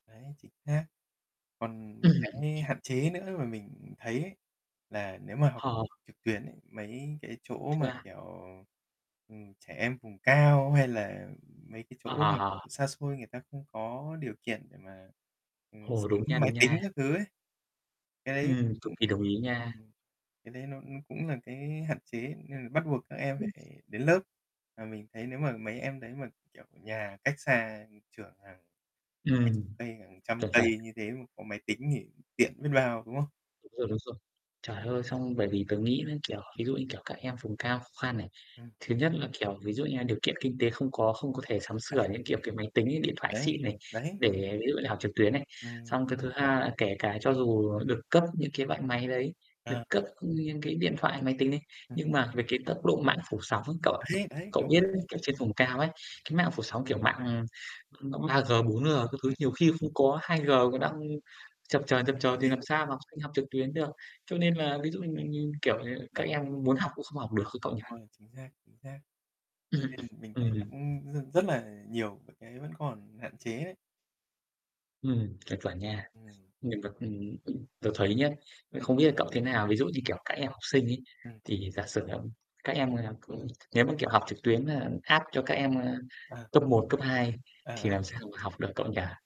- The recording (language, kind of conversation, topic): Vietnamese, unstructured, Bạn nghĩ gì về việc học trực tuyến so với học truyền thống?
- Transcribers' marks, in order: distorted speech; other background noise; tapping; static; laughing while speaking: "Đấy"